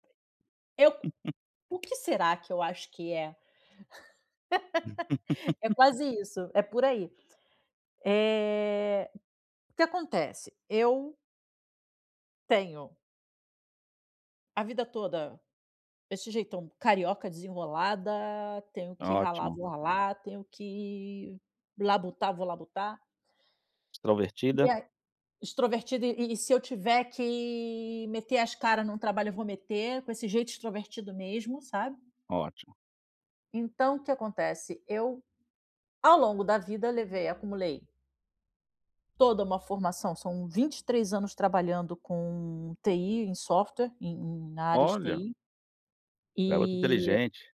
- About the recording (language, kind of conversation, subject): Portuguese, advice, Como posso equilibrar minhas necessidades pessoais com as expectativas da família extensa sem conflito?
- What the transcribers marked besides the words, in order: tapping; giggle; laugh; giggle; other background noise